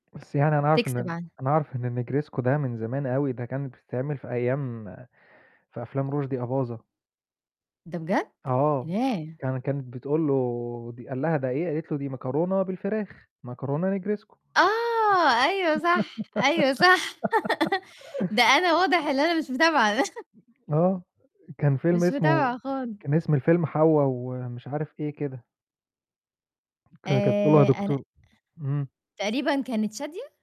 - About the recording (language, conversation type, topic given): Arabic, podcast, إيه هي وصفتك المفضلة وليه بتحبّها؟
- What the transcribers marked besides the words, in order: in English: "الnegresco"; laughing while speaking: "صح"; laugh; in English: "negresco"; other background noise; giggle; laughing while speaking: "د"